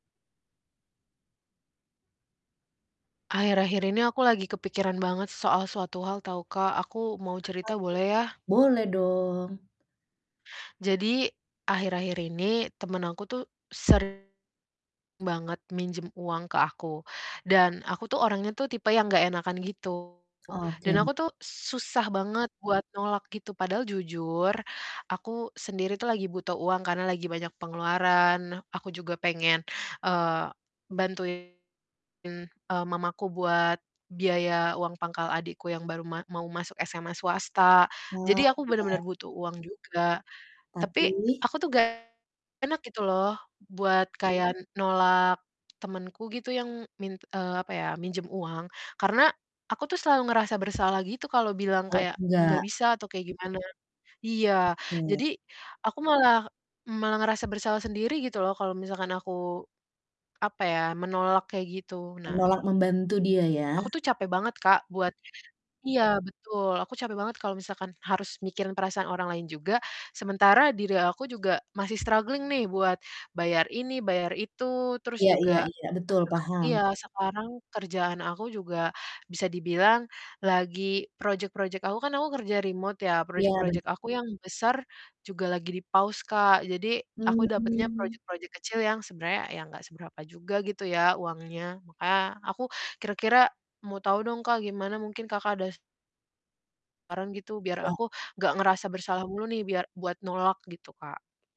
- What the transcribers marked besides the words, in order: distorted speech; tapping; in English: "struggling"; unintelligible speech
- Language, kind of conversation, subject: Indonesian, advice, Bagaimana cara mengatakan tidak kepada orang lain dengan tegas tetapi tetap sopan?